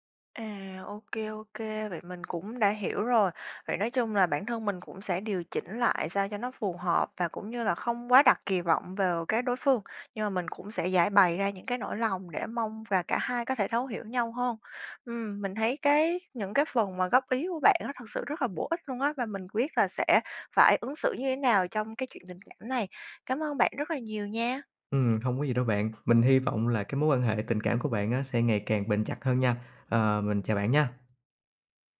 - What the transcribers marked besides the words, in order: tapping; alarm
- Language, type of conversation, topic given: Vietnamese, advice, Vì sao bạn thường che giấu cảm xúc thật với người yêu hoặc đối tác?